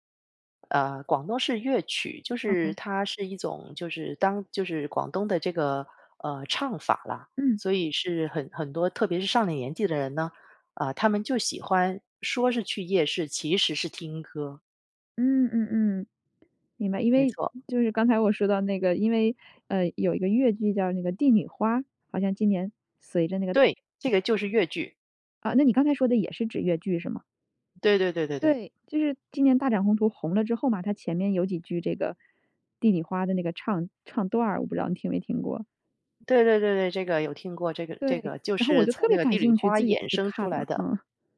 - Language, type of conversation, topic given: Chinese, podcast, 你会如何向别人介绍你家乡的夜市？
- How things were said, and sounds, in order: other background noise; tapping; laughing while speaking: "说到"